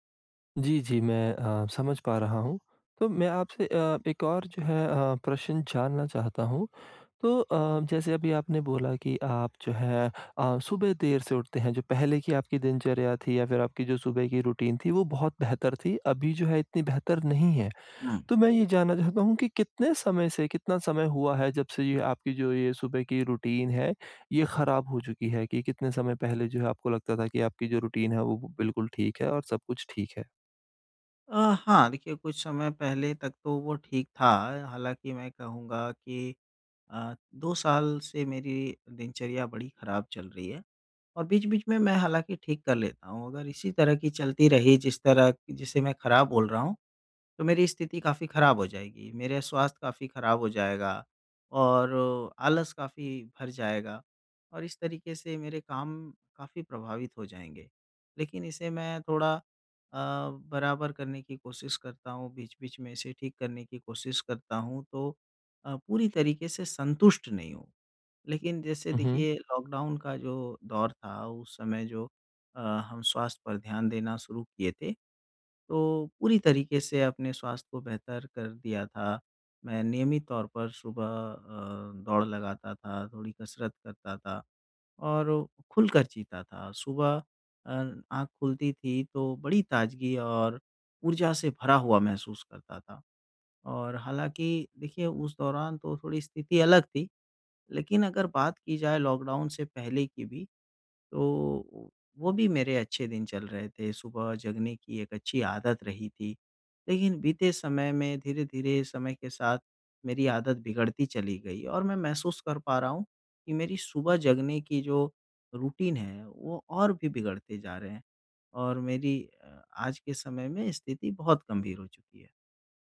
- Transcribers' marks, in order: tapping; in English: "रूटीन"; in English: "रूटीन"; in English: "रूटीन"; in English: "लॉकडाउन"; in English: "लॉकडाउन"; in English: "रूटीन"
- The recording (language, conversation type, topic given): Hindi, advice, नियमित सुबह की दिनचर्या कैसे स्थापित करें?